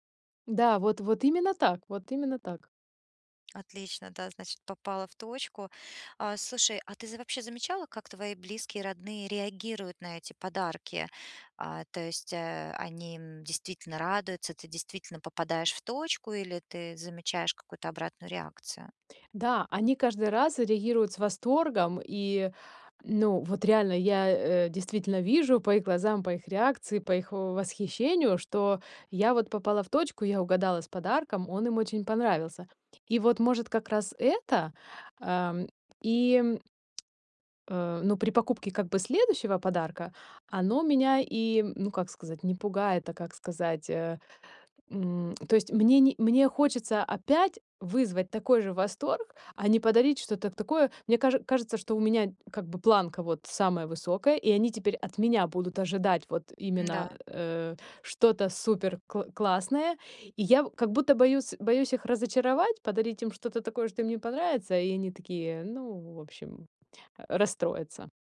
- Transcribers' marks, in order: tapping; lip smack
- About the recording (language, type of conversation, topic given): Russian, advice, Почему мне так трудно выбрать подарок и как не ошибиться с выбором?